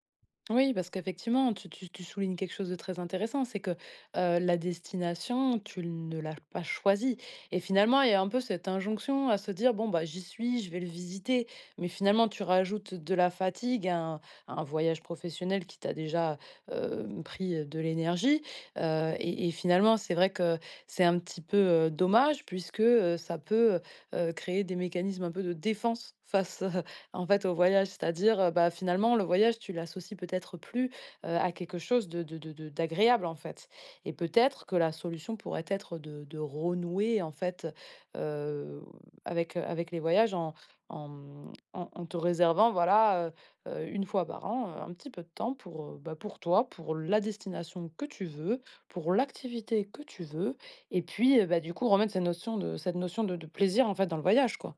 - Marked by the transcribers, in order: other background noise; stressed: "défense"; chuckle
- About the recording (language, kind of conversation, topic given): French, advice, Comment gérer la fatigue et les imprévus en voyage ?